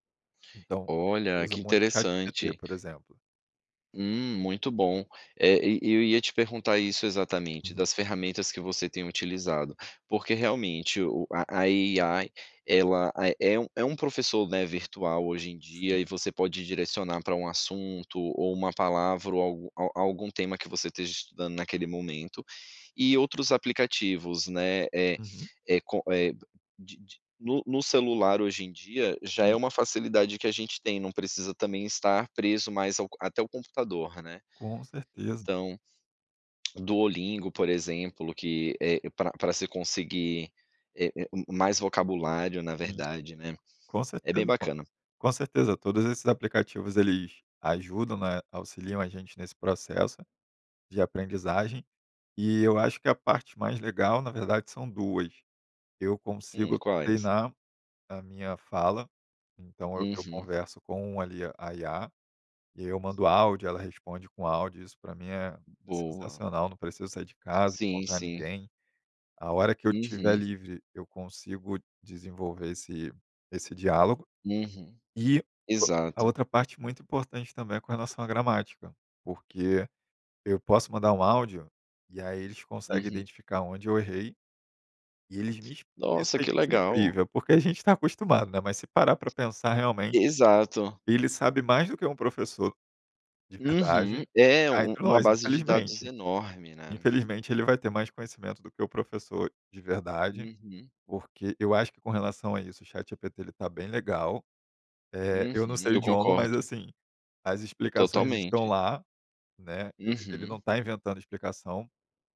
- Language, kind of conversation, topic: Portuguese, podcast, Como a tecnologia ajuda ou atrapalha seus estudos?
- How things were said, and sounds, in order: tapping; other noise